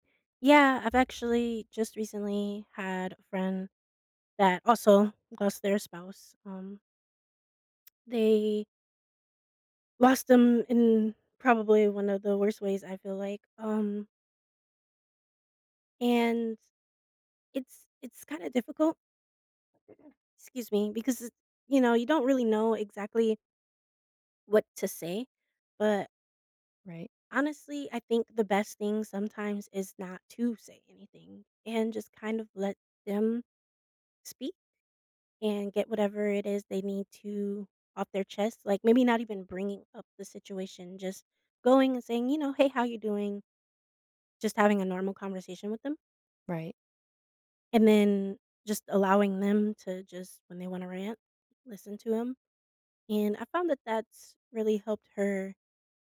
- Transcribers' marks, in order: throat clearing; stressed: "to"
- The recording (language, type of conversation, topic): English, unstructured, How can someone support a friend who is grieving?